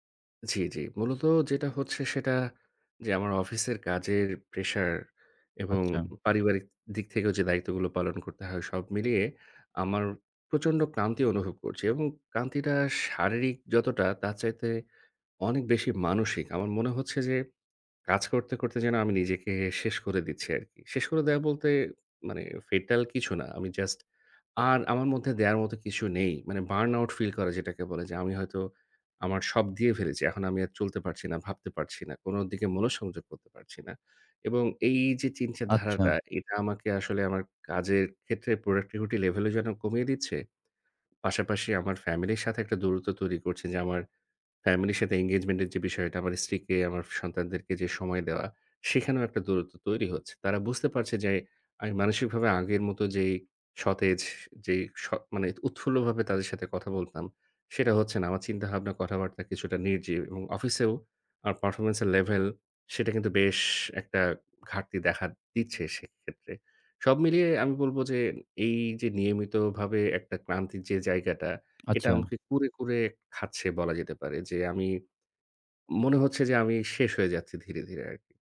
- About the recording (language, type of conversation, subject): Bengali, advice, নিয়মিত ক্লান্তি ও বার্নআউট কেন অনুভব করছি এবং কীভাবে সামলাতে পারি?
- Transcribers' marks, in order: tapping; in English: "fatal"; in English: "burn out feel"; "চিন্তা" said as "চিঞ্চা"; in English: "productivity level"; in English: "engagement"; in English: "performance"; other background noise